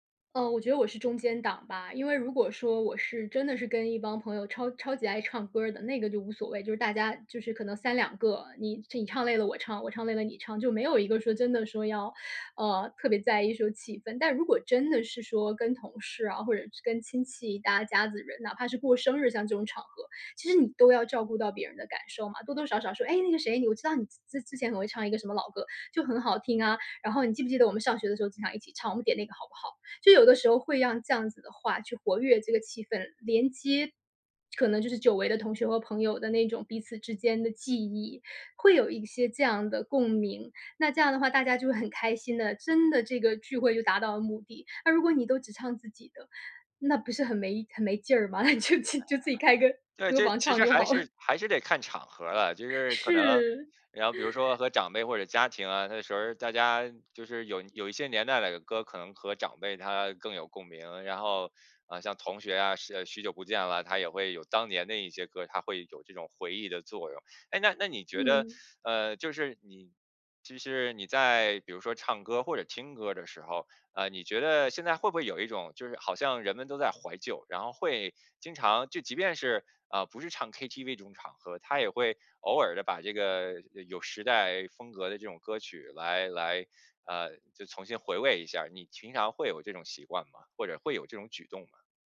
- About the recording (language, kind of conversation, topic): Chinese, podcast, 你小时候有哪些一听就会跟着哼的老歌？
- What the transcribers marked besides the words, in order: chuckle; laughing while speaking: "那你就 就自己开个歌房唱就好了"; laughing while speaking: "是"; chuckle; teeth sucking; teeth sucking; teeth sucking